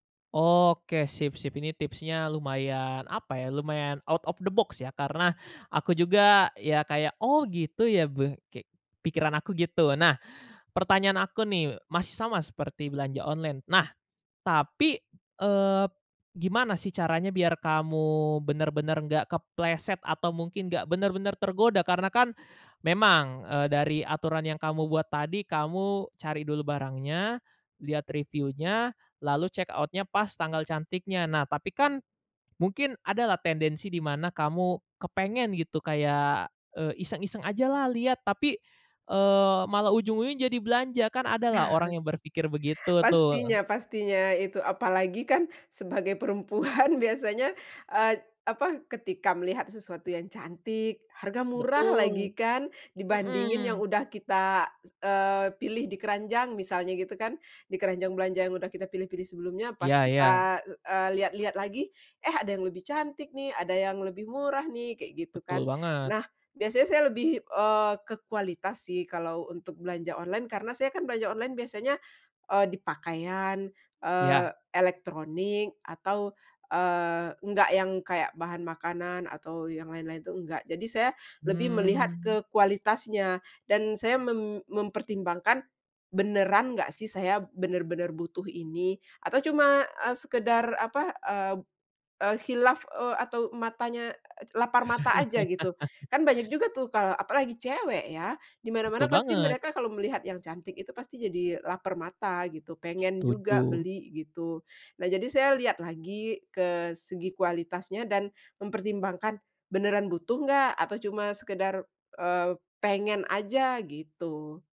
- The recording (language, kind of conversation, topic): Indonesian, podcast, Bagaimana kamu mengatur belanja bulanan agar hemat dan praktis?
- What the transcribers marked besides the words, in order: in English: "out of the box"; in English: "check out-nya"; chuckle; laughing while speaking: "perempuan"; chuckle